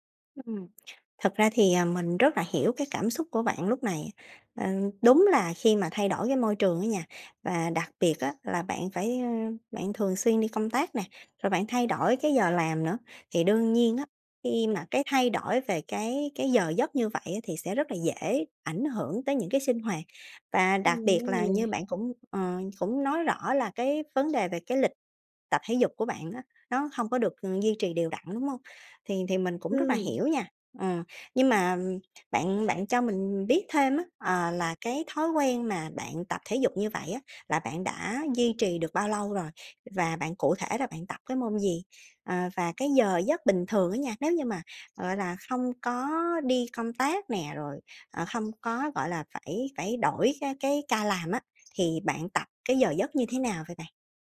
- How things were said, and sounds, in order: alarm; tapping; horn; other background noise
- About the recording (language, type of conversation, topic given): Vietnamese, advice, Làm sao để không quên thói quen khi thay đổi môi trường hoặc lịch trình?